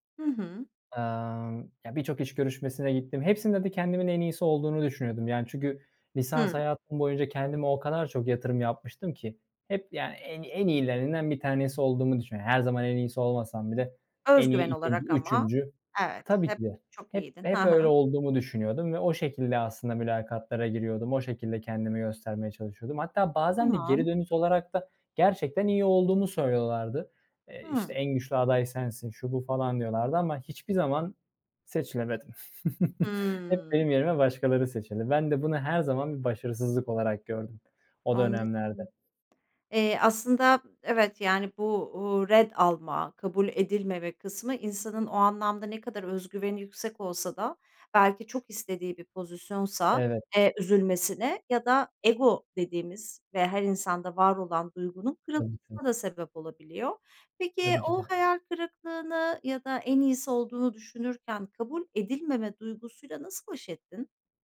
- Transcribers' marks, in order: other background noise; tapping; chuckle; drawn out: "Hımm"
- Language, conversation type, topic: Turkish, podcast, Hayatında başarısızlıktan öğrendiğin en büyük ders ne?
- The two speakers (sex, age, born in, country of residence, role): female, 45-49, Turkey, Netherlands, host; male, 25-29, Turkey, Germany, guest